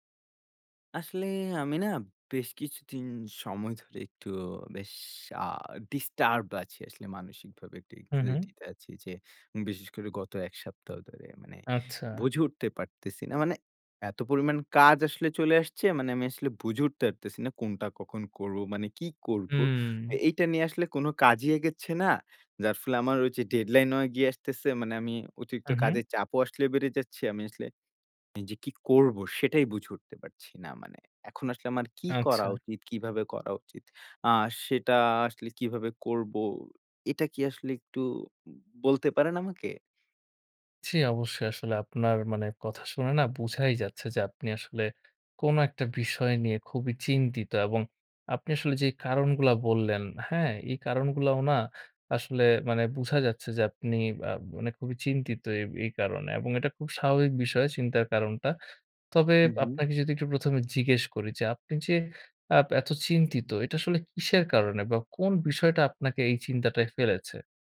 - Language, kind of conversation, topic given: Bengali, advice, সময় ব্যবস্থাপনায় অসুবিধা এবং সময়মতো কাজ শেষ না করার কারণ কী?
- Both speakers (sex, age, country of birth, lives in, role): male, 20-24, Bangladesh, Bangladesh, advisor; male, 20-24, Bangladesh, Bangladesh, user
- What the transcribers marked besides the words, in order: in English: "anxiety"